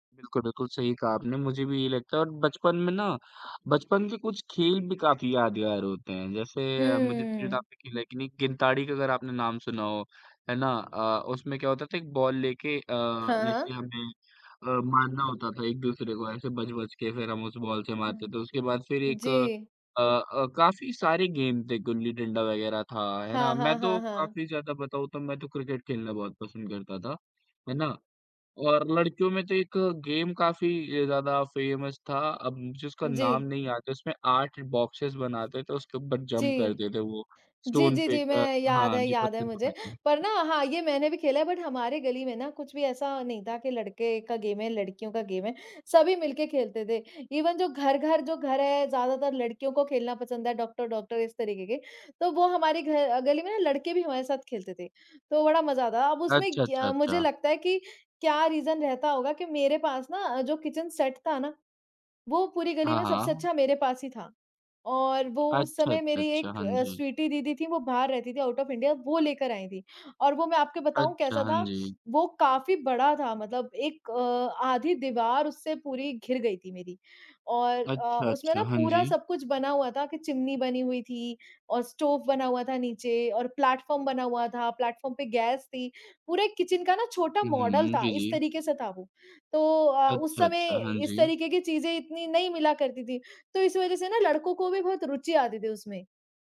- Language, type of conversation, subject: Hindi, unstructured, आपकी सबसे प्यारी बचपन की याद कौन-सी है?
- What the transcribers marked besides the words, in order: unintelligible speech; in English: "गेम"; in English: "गेम"; in English: "फ़ेमस"; in English: "बॉक्सेज"; in English: "जंप"; in English: "स्टोन फेंक"; in English: "बट"; in English: "गेम"; in English: "गेम"; in English: "इवेन"; in English: "रीजन"; in English: "किचन सेट"; in English: "आउट ऑफ़ इंडिया"; in English: "प्लेटफॉर्म"; in English: "प्लेटफॉर्म"; in English: "किचन"